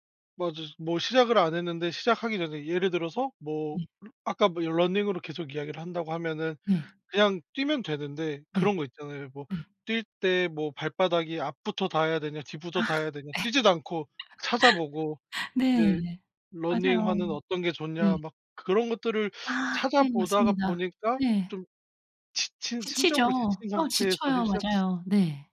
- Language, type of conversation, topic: Korean, advice, 비현실적인 목표 때문에 자주 포기하게 되는 상황이 있나요?
- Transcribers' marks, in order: other background noise; laughing while speaking: "아. 네"; laugh